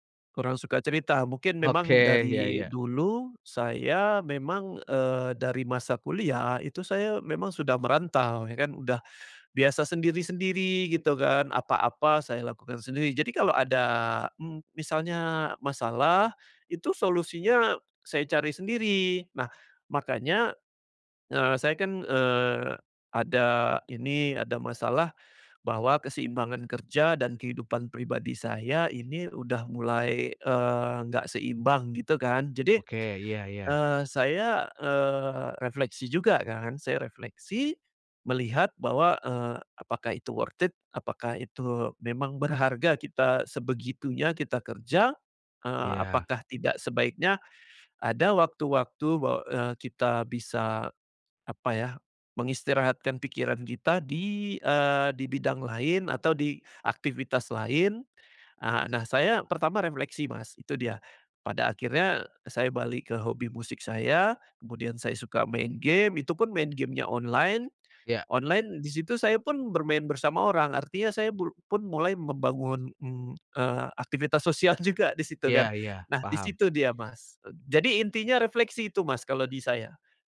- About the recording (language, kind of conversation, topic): Indonesian, podcast, Bagaimana cara menyeimbangkan pekerjaan dan kehidupan pribadi?
- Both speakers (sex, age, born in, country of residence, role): male, 30-34, Indonesia, Indonesia, host; male, 40-44, Indonesia, Indonesia, guest
- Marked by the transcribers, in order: in English: "worth it?"